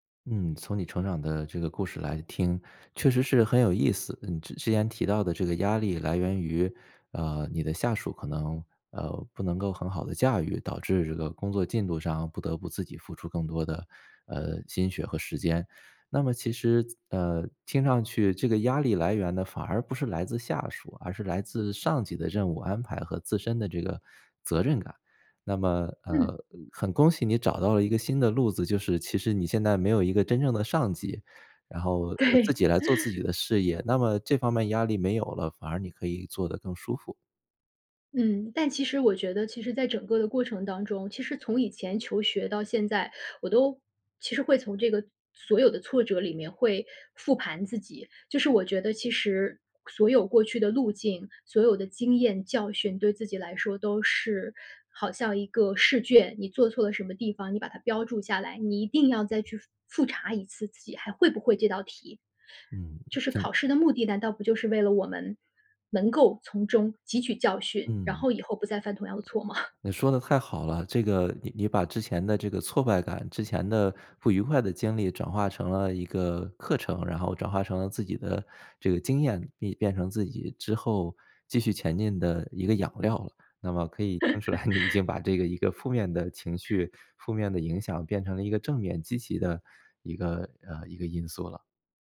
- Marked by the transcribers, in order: laughing while speaking: "对"; chuckle; tapping; other background noise; chuckle; laughing while speaking: "听出来你"; chuckle
- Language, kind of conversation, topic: Chinese, podcast, 受伤后你如何处理心理上的挫败感？